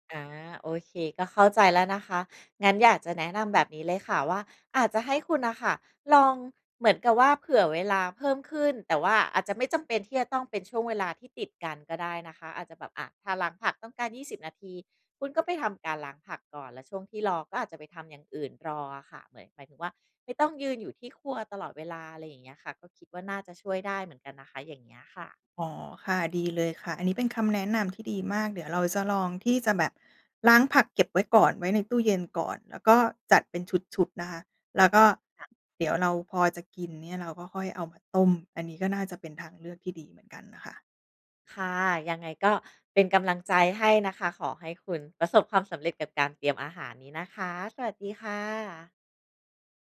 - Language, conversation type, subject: Thai, advice, งานยุ่งมากจนไม่มีเวลาเตรียมอาหารเพื่อสุขภาพ ควรทำอย่างไรดี?
- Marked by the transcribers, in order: none